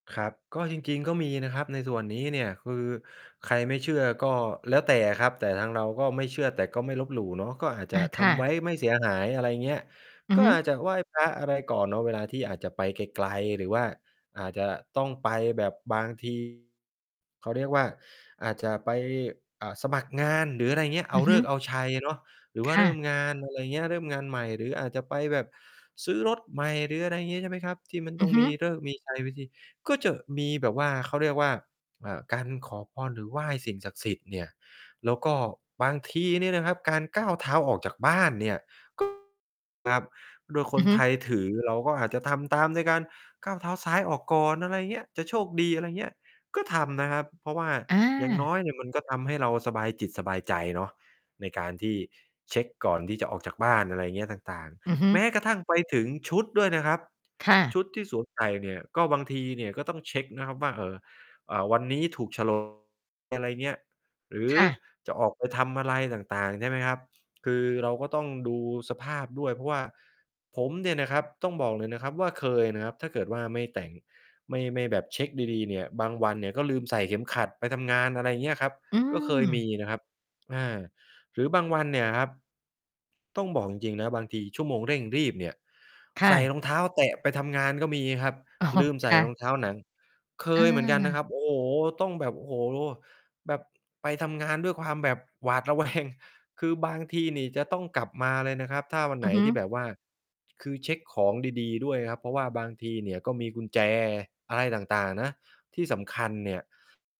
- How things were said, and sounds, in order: distorted speech; tapping; laughing while speaking: "หวาดระแวง"
- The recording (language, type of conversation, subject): Thai, podcast, ก่อนออกจากบ้านคุณมีพิธีเล็กๆ อะไรที่ทำเป็นประจำบ้างไหม?